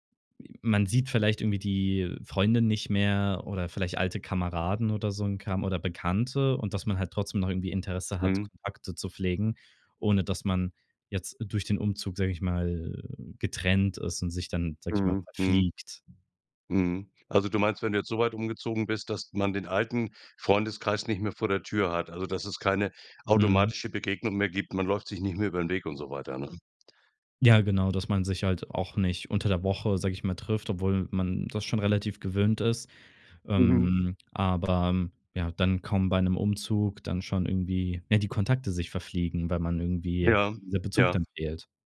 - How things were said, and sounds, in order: none
- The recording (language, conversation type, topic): German, podcast, Wie bleibst du authentisch, während du dich veränderst?